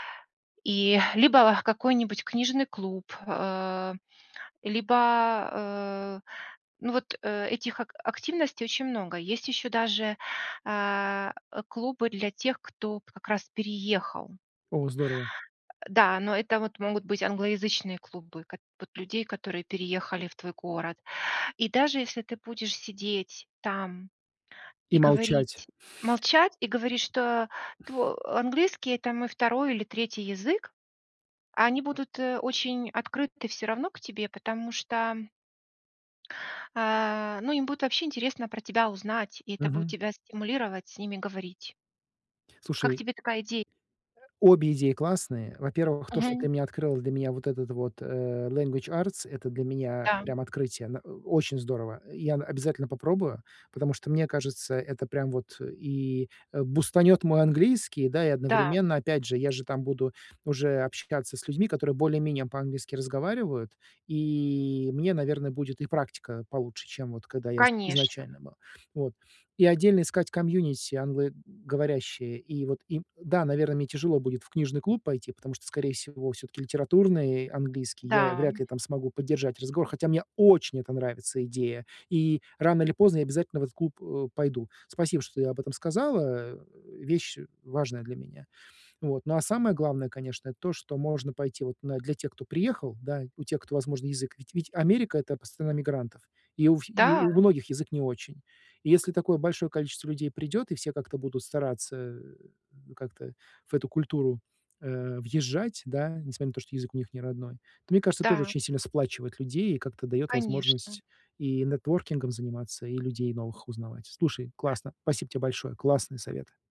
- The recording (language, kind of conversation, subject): Russian, advice, Как мне легче заводить друзей в новой стране и в другой культуре?
- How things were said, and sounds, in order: other background noise; in English: "бустанёт"; in English: "комьюнити"; stressed: "очень"; in English: "нетворкингом"